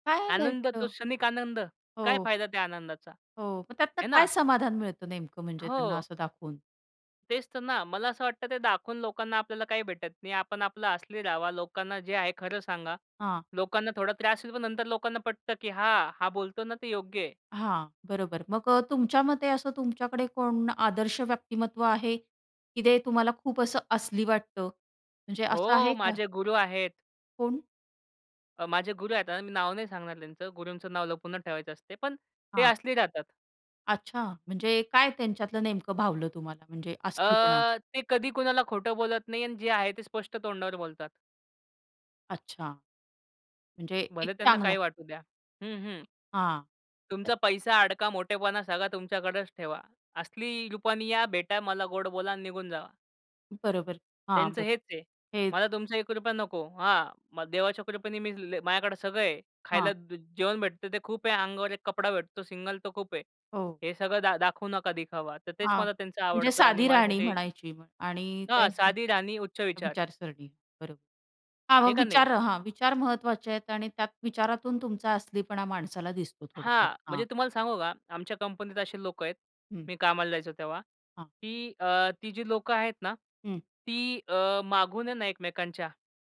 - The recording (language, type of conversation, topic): Marathi, podcast, तुमच्यासाठी अस्सल दिसणे म्हणजे काय?
- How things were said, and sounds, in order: tapping; other noise